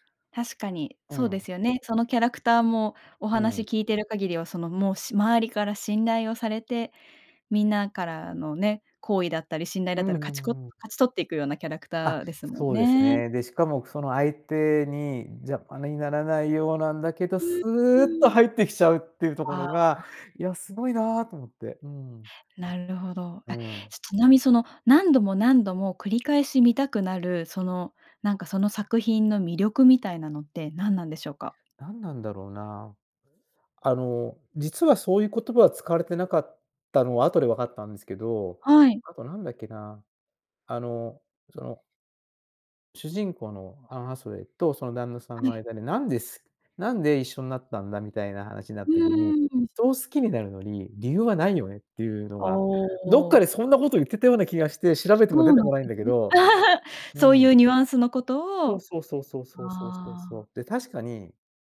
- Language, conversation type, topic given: Japanese, podcast, どの映画のシーンが一番好きですか？
- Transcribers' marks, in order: other noise; laugh